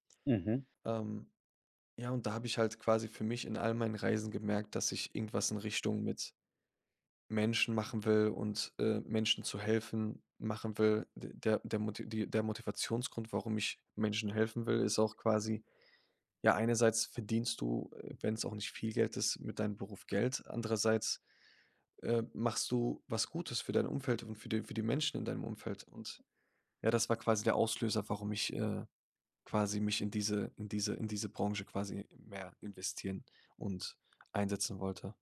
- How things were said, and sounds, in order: none
- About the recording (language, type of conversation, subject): German, podcast, Was inspiriert dich beim kreativen Arbeiten?